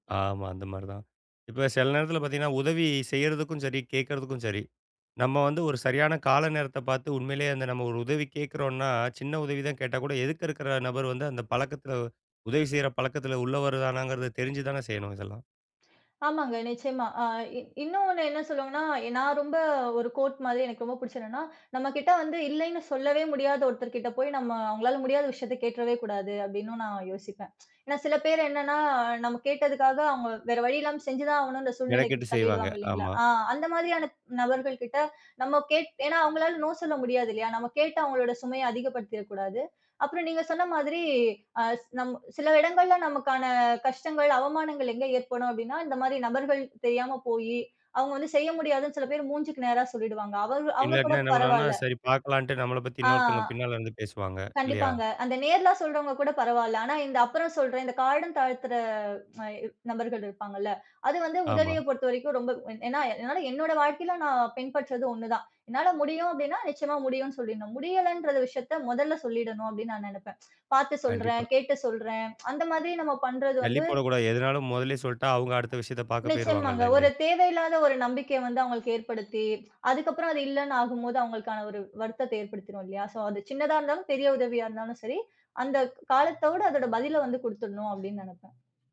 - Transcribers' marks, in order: other noise; in English: "க்கோட்"; tsk; tsk; tsk
- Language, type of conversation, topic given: Tamil, podcast, சிறிய உதவி பெரிய மாற்றத்தை உருவாக்கிய அனுபவம் உங்களுக்குண்டா?